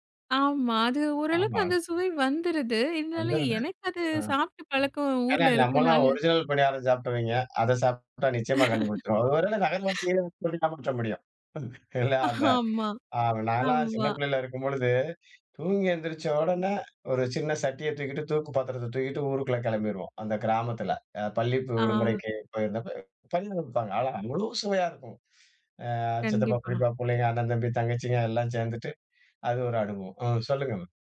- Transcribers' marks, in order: laugh; unintelligible speech; chuckle
- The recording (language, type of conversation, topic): Tamil, podcast, ஒரு பாரம்பரிய உணவு எப்படி உருவானது என்பதற்கான கதையைச் சொல்ல முடியுமா?